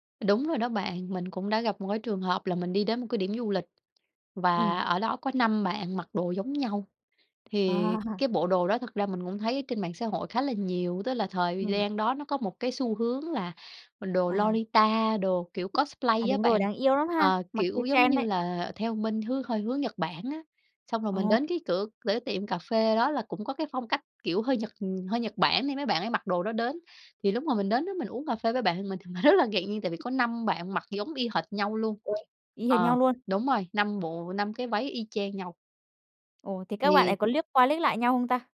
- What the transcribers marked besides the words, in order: tapping; laughing while speaking: "À"; in English: "cosplay"; in English: "trend"; laughing while speaking: "mình"; other background noise
- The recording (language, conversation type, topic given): Vietnamese, podcast, Bạn nhớ lần nào trang phục đã khiến bạn tự tin nhất không?